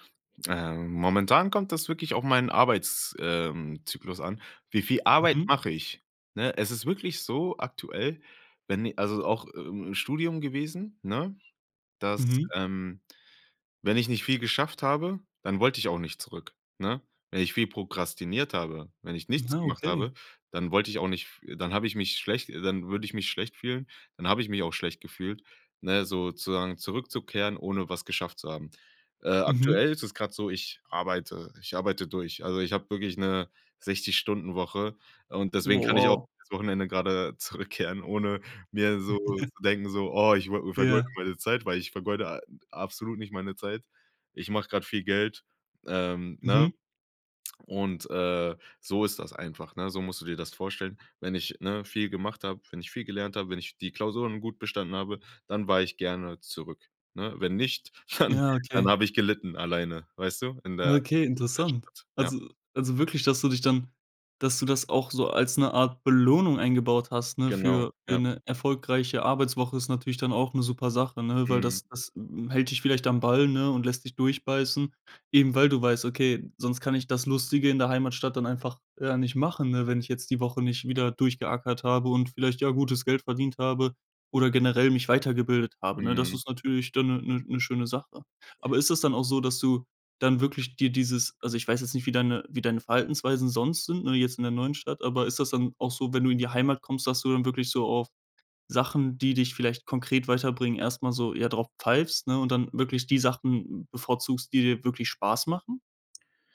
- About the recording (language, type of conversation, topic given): German, podcast, Wie hast du einen Neuanfang geschafft?
- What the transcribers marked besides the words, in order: tapping; laugh; put-on voice: "Oh, ich wo vergeude meine Zeit, weil"; laughing while speaking: "dann dann"; unintelligible speech; other noise; stressed: "machen"